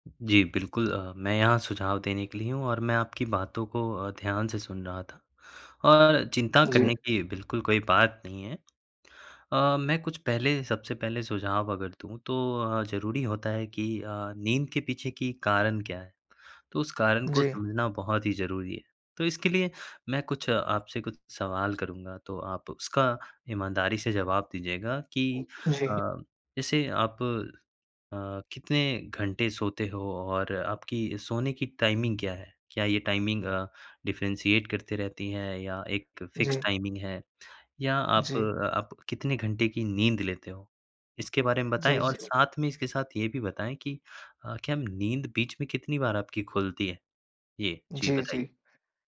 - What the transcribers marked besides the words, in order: in English: "टाइमिंग"; in English: "टाइमिंग"; in English: "डिफ़रेंशिएट"; in English: "फ़िक्स टाइमिंग"
- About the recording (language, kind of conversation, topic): Hindi, advice, क्या ज़्यादा सोचने और चिंता की वजह से आपको नींद नहीं आती है?